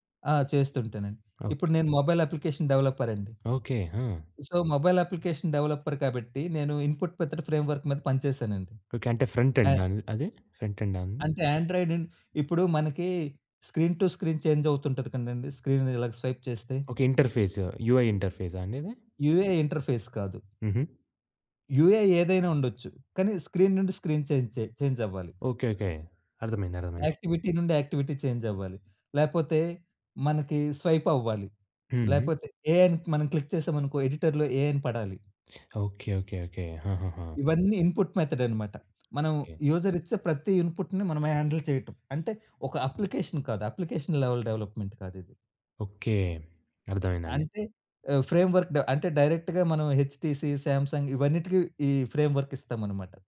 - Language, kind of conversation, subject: Telugu, podcast, సృజనకు స్ఫూర్తి సాధారణంగా ఎక్కడ నుంచి వస్తుంది?
- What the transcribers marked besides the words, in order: other background noise; in English: "మొబైల్ అప్లికేషన్"; in English: "సో మొబైల్ అప్లికేషన్ డెవలపర్"; in English: "ఇన్పుట్ మెథడ్ ఫ్రేమ్వర్క్"; in English: "ఫ్రంట్"; in English: "ఫ్రంట్"; in English: "ఆండ్రాయిడ్"; in English: "స్క్రీన్ టు స్క్రీన్"; in English: "స్క్రీన్"; in English: "స్వైప్"; in English: "ఇంటర్ఫేస్. యూఐ"; in English: "యూఐ ఇంటర్ఫేస్"; in English: "యూఐ"; in English: "స్క్రీన్"; in English: "స్క్రీన్ చేంజ్"; in English: "యాక్టివిటీ"; in English: "యాక్టివిటీ"; in English: "స్వైప్"; unintelligible speech; in English: "క్లిక్"; in English: "ఎడిటర్‌లో"; in English: "ఇన్పుట్ మెథడ్"; tapping; in English: "యూజర్"; in English: "ఇన్పుట్‌ని"; in English: "హ్యాండిల్"; in English: "అప్లికేషన్"; in English: "అప్లికేషన్ లెవెల్ డెవలప్మెంట్"; in English: "ఫ్రేమ్‌వర్క్"; in English: "డైరెక్ట్‌గా"; in English: "ఫ్రేమ్ వర్క్"